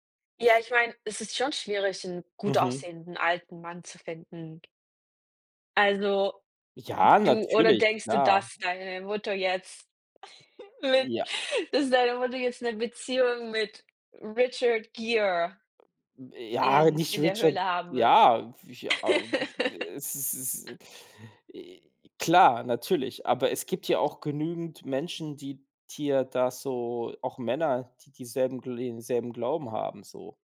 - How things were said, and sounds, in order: tapping; chuckle; laughing while speaking: "mit"; laugh
- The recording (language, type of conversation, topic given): German, unstructured, Wie hat sich euer Verständnis von Vertrauen im Laufe eurer Beziehung entwickelt?